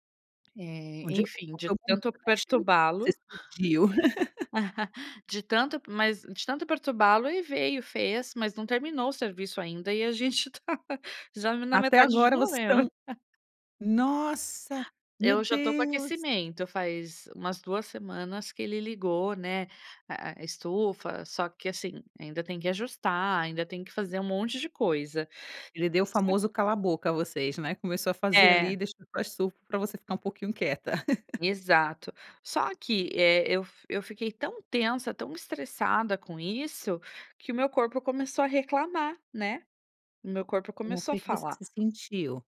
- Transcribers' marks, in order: unintelligible speech; laugh; chuckle; laughing while speaking: "tá"; unintelligible speech; laugh
- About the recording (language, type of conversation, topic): Portuguese, podcast, Como você percebe que está chegando ao limite do estresse?